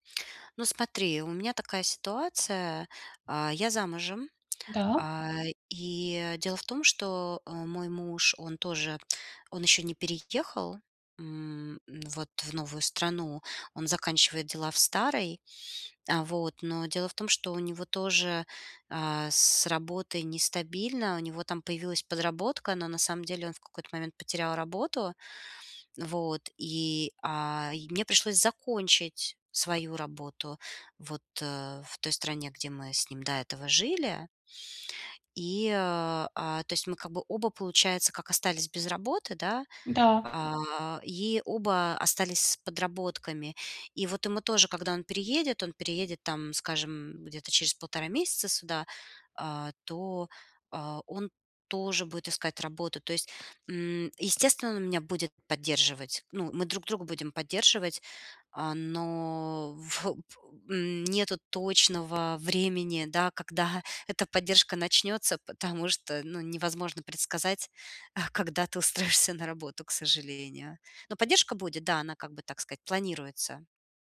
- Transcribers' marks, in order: tapping; other background noise; laughing while speaking: "устроишься"
- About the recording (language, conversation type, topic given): Russian, advice, Как создать аварийный фонд, чтобы избежать новых долгов?